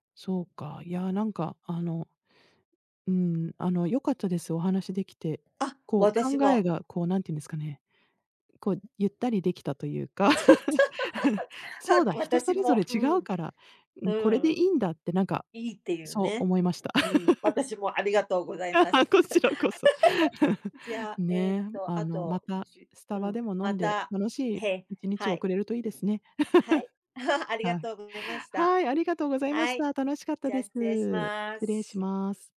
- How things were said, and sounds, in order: laughing while speaking: "というか"; laughing while speaking: "そう"; chuckle; laugh; chuckle; laughing while speaking: "あ、は、こちらこそ"; laugh; chuckle; chuckle; laugh
- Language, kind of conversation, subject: Japanese, unstructured, 節約するときに一番難しいことは何ですか？
- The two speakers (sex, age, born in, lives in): female, 50-54, Japan, United States; female, 55-59, Japan, United States